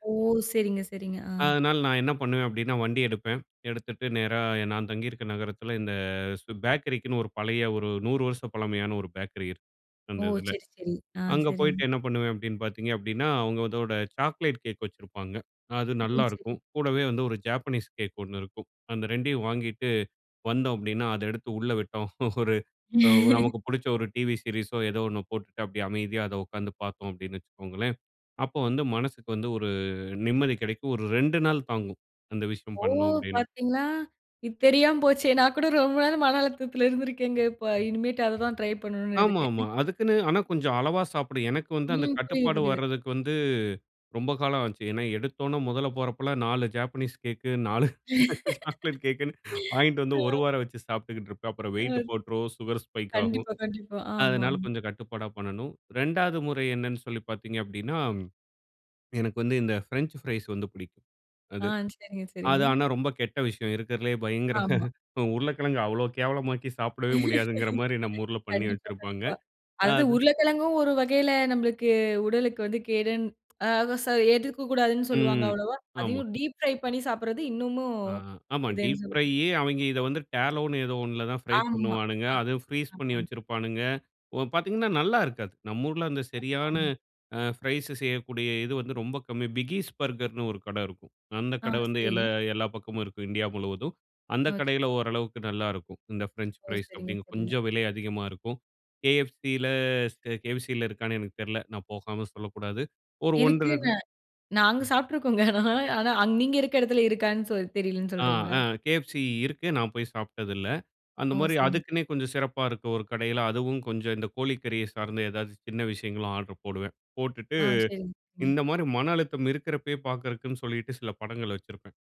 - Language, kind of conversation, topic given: Tamil, podcast, மனஅழுத்தம் வந்தால் நீங்கள் முதலில் என்ன செய்கிறீர்கள்?
- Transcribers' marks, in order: in English: "ஜாப்பனீஸ்"; laughing while speaking: "ஒரு"; laugh; drawn out: "ஒரு"; surprised: "ஓ! பாத்தீங்களா!"; laughing while speaking: "நான் கூட ரொம்ப நாள் மன … ட்ரை பண்ணணுனு இருக்கேன்"; in English: "ஜாப்பனீஸ்"; laughing while speaking: "கேக்கு, நாலு சாக்லேட் கேக்குன்னு வாங்கிட்டு வந்து ஒரு வாரம் வச்சு சாப்பிட்டுக்கிட்டு"; laughing while speaking: "ம்"; in English: "சுகர் ஸ்பைக்"; swallow; in English: "ஃப்ரெஞ்ச் ஃப்ரைஸ்"; "இருக்கிறதுலேயே" said as "இருக்கிறலே"; laughing while speaking: "பயங்கர அ உருளைக்கிழங்கு அவ்ளோ கேவலமாக்கி சாப்பிடவே முடியாதுங்கிற மாரி நம்ம ஊர்ல பண்ணி வச்சிருப்பாங்க"; laughing while speaking: "கண்டிப்பா, கண்டிப்பா"; in English: "டீப் ஃப்ரையி"; "அவுங்க" said as "அவெங்க"; in English: "டேலோனு"; unintelligible speech; unintelligible speech; in English: "பிகீஸ் பர்கர்ன்னு"; in English: "ஃப்ரெஞ்ச் ஃப்ரைஸ்"; "இருக்குங்க" said as "இருக்குன்ன"; laughing while speaking: "சாப்பிட்டுருக்கோங்க, ஆனா"